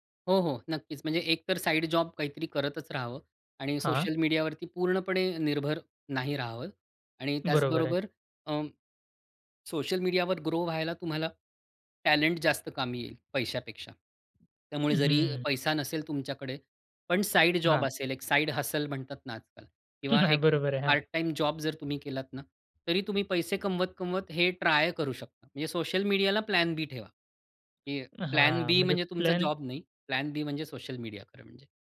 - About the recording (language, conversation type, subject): Marathi, podcast, नव्या सामग्री-निर्मात्याला सुरुवात कशी करायला सांगाल?
- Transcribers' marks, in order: in English: "साइड हसल"; laughing while speaking: "नाही, बरोबर आहे. हां"; in English: "प्लॅन-बी"; other noise; in English: "प्लॅन-बी"; in English: "प्लॅन-बी"